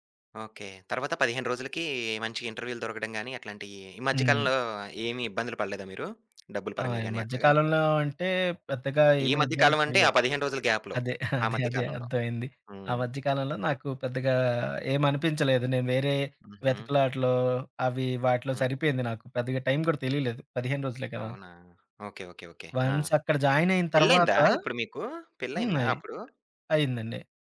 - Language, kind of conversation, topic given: Telugu, podcast, ఒక ఉద్యోగం నుంచి తప్పుకోవడం నీకు విజయానికి తొలి అడుగేనని అనిపిస్తుందా?
- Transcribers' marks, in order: giggle; in English: "గ్యాప్‌లో"; tapping; in English: "వన్స్"